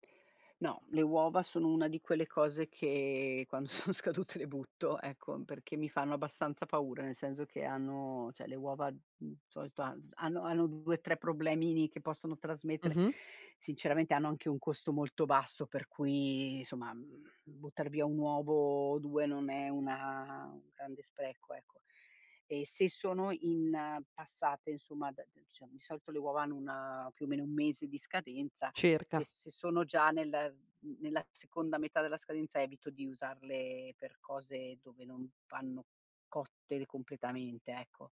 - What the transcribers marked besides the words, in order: laughing while speaking: "sono scadute le butto"; "cioè" said as "ceh"
- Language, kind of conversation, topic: Italian, podcast, Hai qualche trucco per ridurre gli sprechi alimentari?